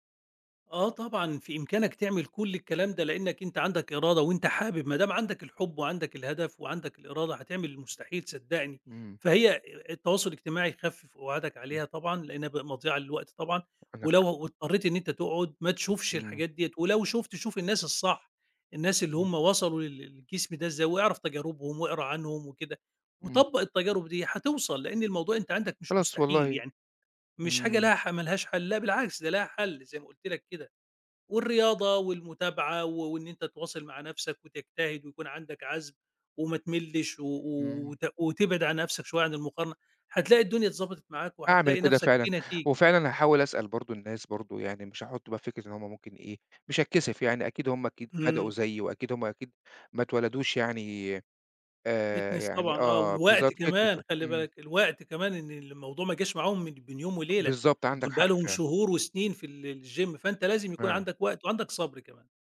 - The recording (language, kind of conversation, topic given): Arabic, advice, إزّاي بتوصف/ي قلقك من إنك تقارن/ي جسمك بالناس على السوشيال ميديا؟
- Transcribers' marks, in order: tapping; in English: "fitness"; in English: "fitness"; in English: "الgym"